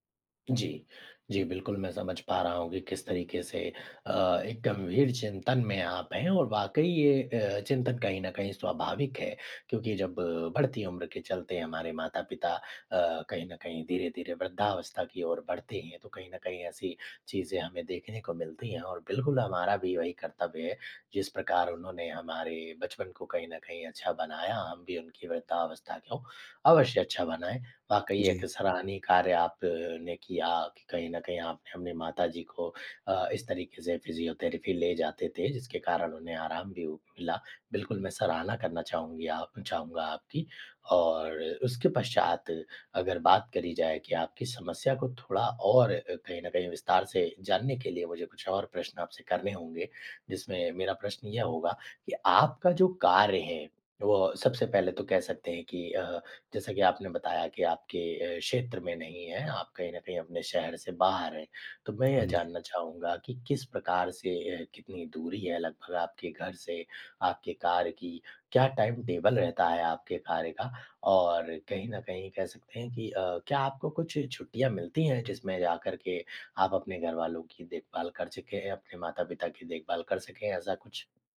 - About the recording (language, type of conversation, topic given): Hindi, advice, क्या मुझे बुजुर्ग माता-पिता की देखभाल के लिए घर वापस आना चाहिए?
- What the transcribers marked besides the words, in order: tapping; in English: "फिज़ियोथेरेपी"; in English: "टाइम टेबल"